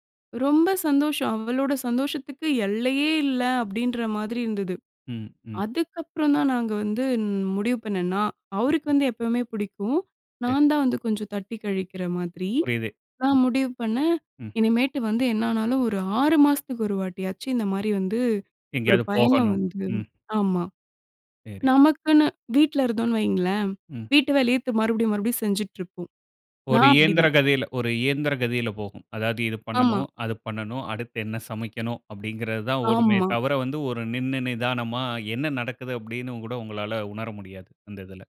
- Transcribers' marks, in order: none
- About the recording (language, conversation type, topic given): Tamil, podcast, பயணத்தில் நீங்கள் கற்றுக்கொண்ட முக்கியமான பாடம் என்ன?